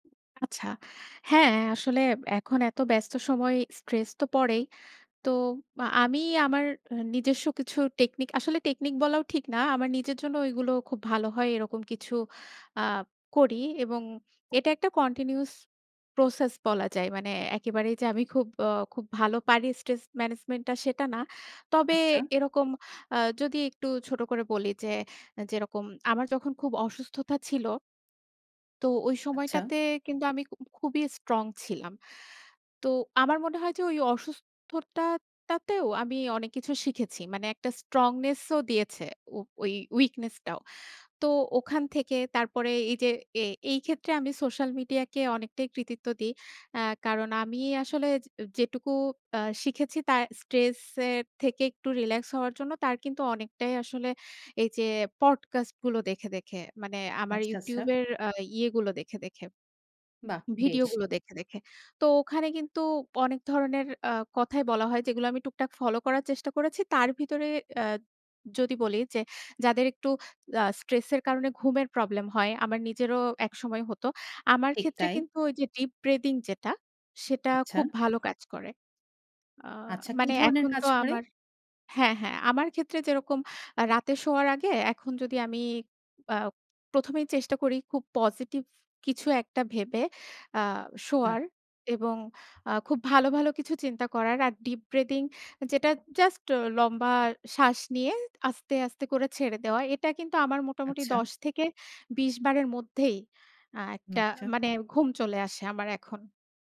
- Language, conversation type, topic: Bengali, podcast, আপনি মানসিক চাপ কীভাবে সামলান?
- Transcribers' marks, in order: in English: "কন্টিনিউয়াস প্রসেস"; in English: "ম্যানেজমেন্ট"; tapping; in English: "স্ট্রংনেস"; in English: "উইকনেস"